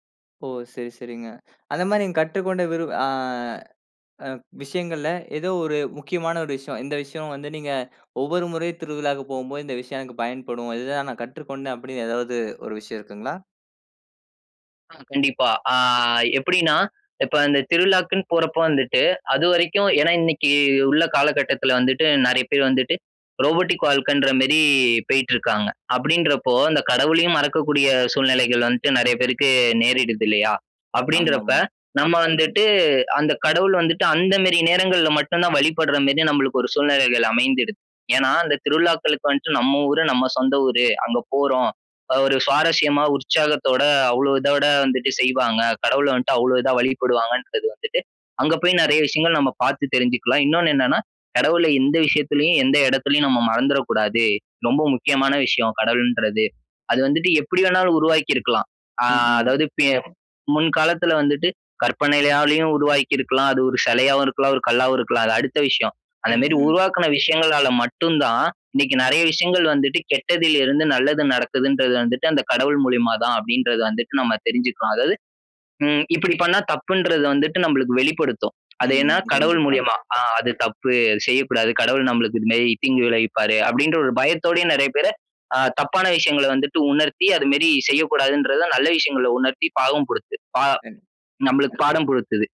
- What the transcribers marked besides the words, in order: drawn out: "ஆ"; drawn out: "ஆ"; "மாரி" said as "மேரி"; "மாரி" said as "மேரி"; "மாரி" said as "மேரி"; "கற்பனையாலும்" said as "கற்பனைலாயும்"; "மாரி" said as "மேரி"; "மாரி" said as "மேரி"; "பாடம்" said as "பாகம்"; "புகுத்துது" said as "புடுத்துது"
- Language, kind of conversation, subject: Tamil, podcast, ஒரு ஊரில் நீங்கள் பங்கெடுத்த திருவிழாவின் அனுபவத்தைப் பகிர்ந்து சொல்ல முடியுமா?